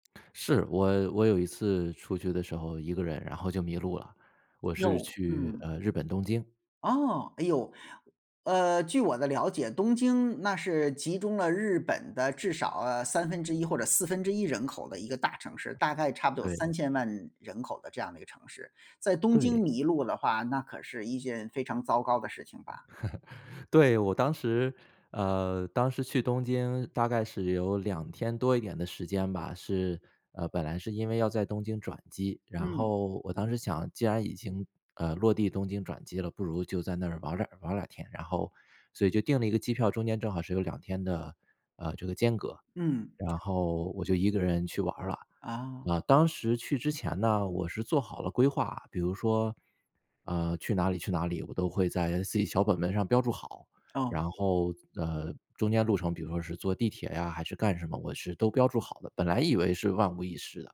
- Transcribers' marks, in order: other background noise; laugh
- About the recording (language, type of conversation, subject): Chinese, podcast, 在陌生城市里迷路时，你最难忘的一次经历是什么样的？